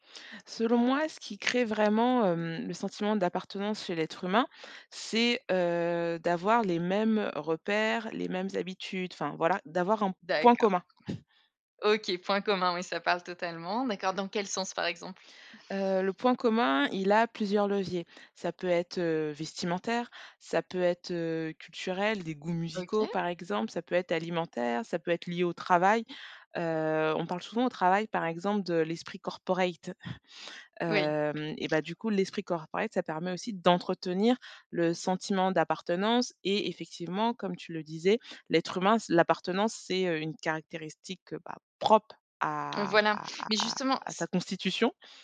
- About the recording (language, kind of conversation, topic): French, podcast, Qu’est-ce qui crée un véritable sentiment d’appartenance ?
- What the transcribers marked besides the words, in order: other background noise; chuckle; stressed: "d'entretenir"